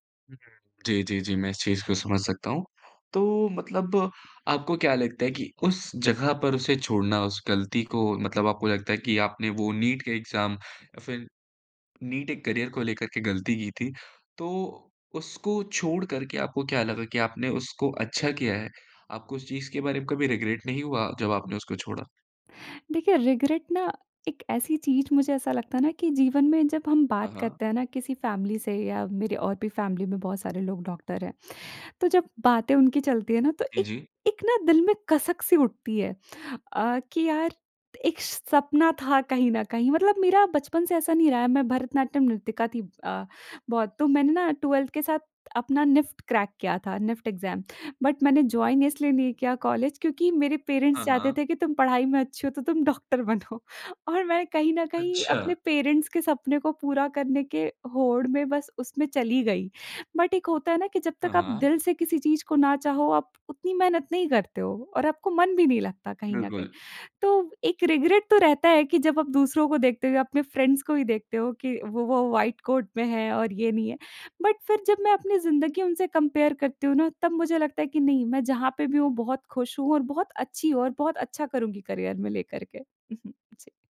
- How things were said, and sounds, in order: in English: "एग्ज़ाम"; in English: "करियर"; in English: "रिग्रेट"; in English: "रिग्रेट"; in English: "फैमिली"; in English: "फैमिली"; in English: "ट्वेल्थ"; in English: "क्रैक"; in English: "एग्ज़ाम। बट"; in English: "जॉइन"; in English: "पेरेंट्स"; laughing while speaking: "डॉक्टर बनो"; in English: "पेरेंट्स"; in English: "बट"; in English: "रिग्रेट"; in English: "फ्रेंड्स"; in English: "व्हाइट कोट"; in English: "बट"; in English: "कंपेयर"; in English: "करियर"; chuckle
- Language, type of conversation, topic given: Hindi, podcast, कौन सी गलती बाद में आपके लिए वरदान साबित हुई?